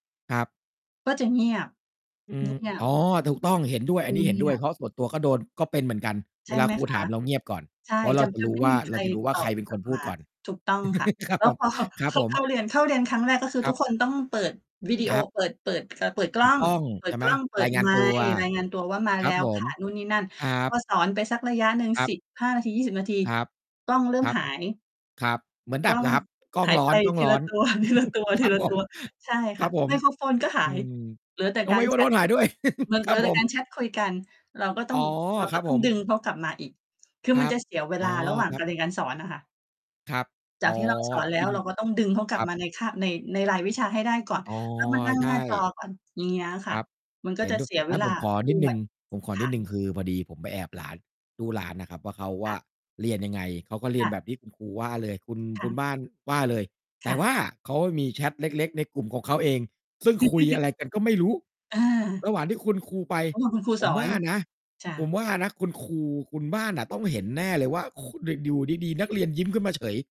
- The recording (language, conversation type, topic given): Thai, unstructured, คุณคิดว่าการเรียนออนไลน์มีข้อดีและข้อเสียอย่างไรบ้าง?
- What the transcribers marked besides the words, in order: distorted speech; other background noise; laughing while speaking: "พอ"; chuckle; laughing while speaking: "ครับผม"; tapping; laughing while speaking: "ละตัว ๆ ๆ"; chuckle; laughing while speaking: "ครับผม"; chuckle; static; mechanical hum; chuckle